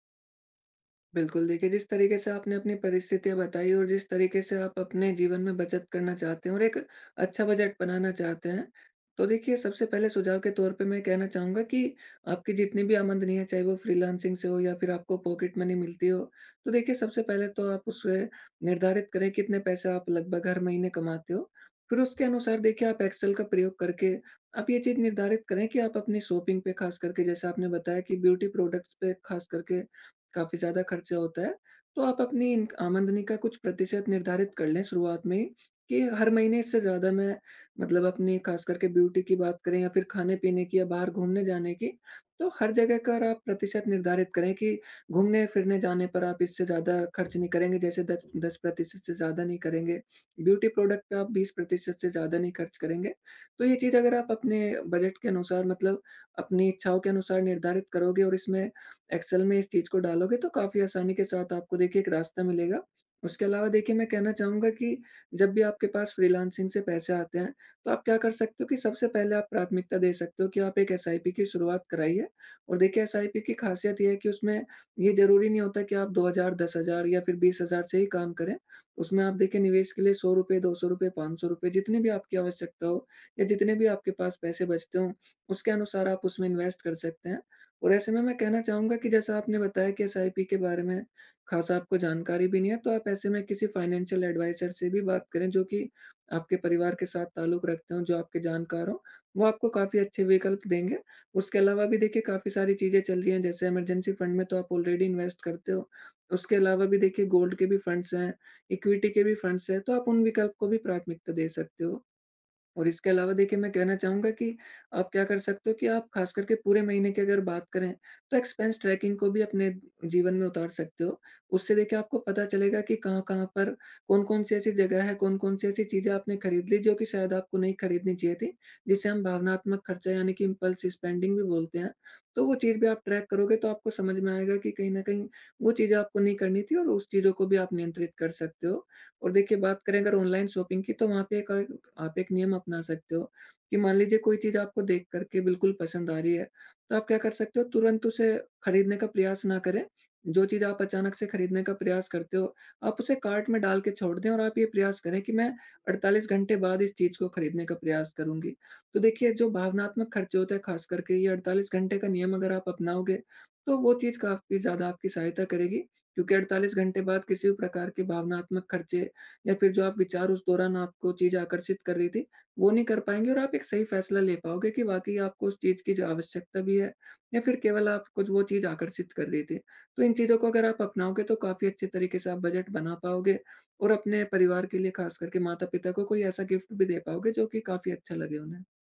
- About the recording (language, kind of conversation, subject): Hindi, advice, क्यों मुझे बजट बनाना मुश्किल लग रहा है और मैं शुरुआत कहाँ से करूँ?
- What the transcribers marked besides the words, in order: "आमदनी" said as "आमनदनी"; in English: "पॉकेट मनी"; in English: "शॉपिंग"; in English: "ब्यूटी प्रोडक्टस"; "आमदनी" said as "आमनदनी"; in English: "ब्यूटी"; in English: "ब्यूटी प्रोडक्ट"; in English: "इन्वेस्ट"; in English: "फाइनेंशियल एडवाइज़र"; in English: "इमरजेंसी फंड"; in English: "ऑलरेडी इन्वेस्ट"; in English: "गोल्ड"; in English: "फंड्स"; in English: "इक्विटी"; in English: "फंड्स"; in English: "एक्सपेंस ट्रैकिंग"; in English: "इम्पल्स स्पेंडिंग"; in English: "ट्रैक"; in English: "ऑनलाइन शॉपिंग"; in English: "गिफ्ट"